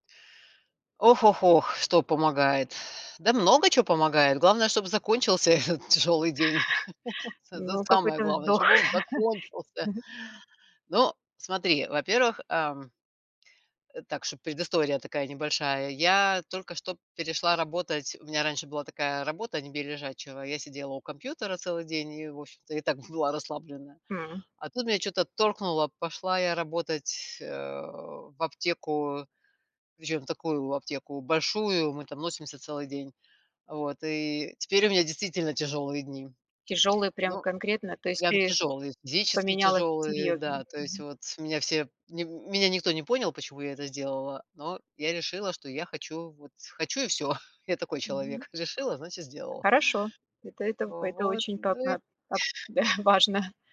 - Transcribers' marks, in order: laughing while speaking: "этот"; chuckle; chuckle; grunt; tapping; laughing while speaking: "да"; other background noise
- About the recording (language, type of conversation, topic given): Russian, podcast, Что помогает тебе расслабиться после тяжёлого дня?